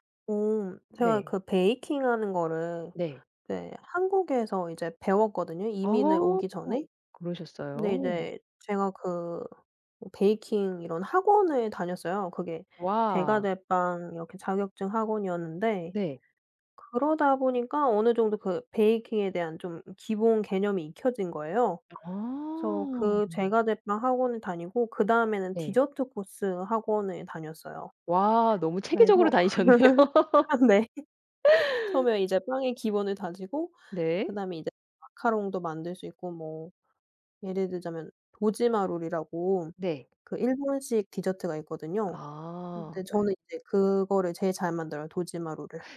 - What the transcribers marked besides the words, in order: other background noise; laugh; laughing while speaking: "다니셨네요"; laugh
- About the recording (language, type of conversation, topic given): Korean, podcast, 집에서 느끼는 작은 행복은 어떤 건가요?